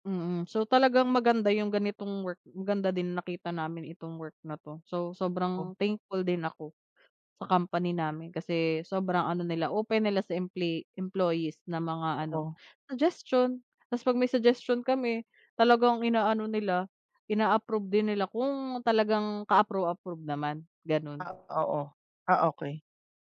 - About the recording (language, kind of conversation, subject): Filipino, unstructured, Ano ang mga dahilan kung bakit mo gusto ang trabaho mo?
- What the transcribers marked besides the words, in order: none